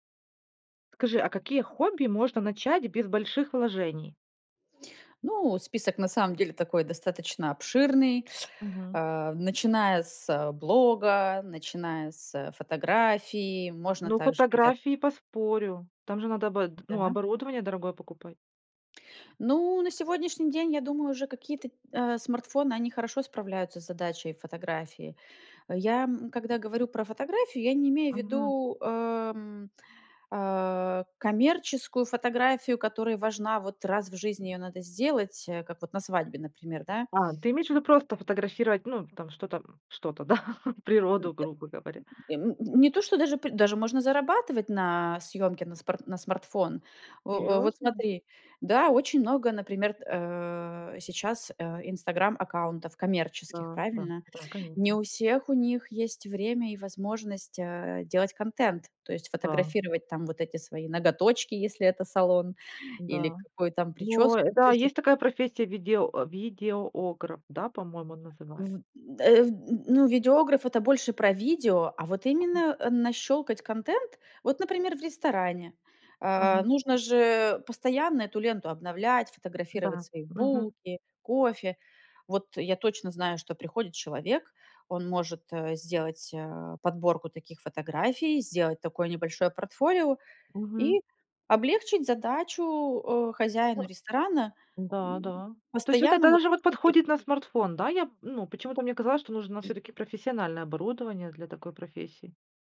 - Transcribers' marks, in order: tapping; other background noise; laugh; other noise
- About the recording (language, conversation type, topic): Russian, podcast, Какие хобби можно начать без больших вложений?